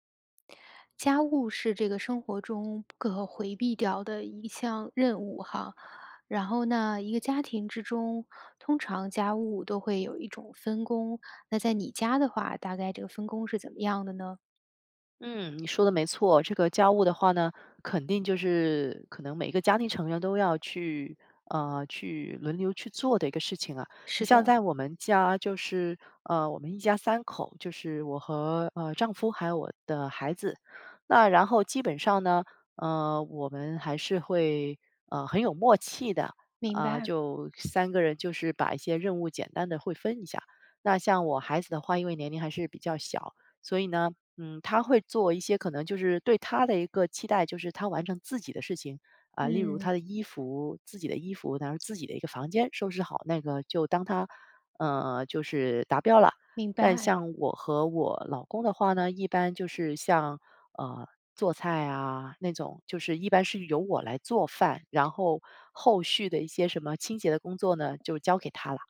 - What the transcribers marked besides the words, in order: other background noise; other noise
- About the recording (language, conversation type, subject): Chinese, podcast, 如何更好地沟通家务分配？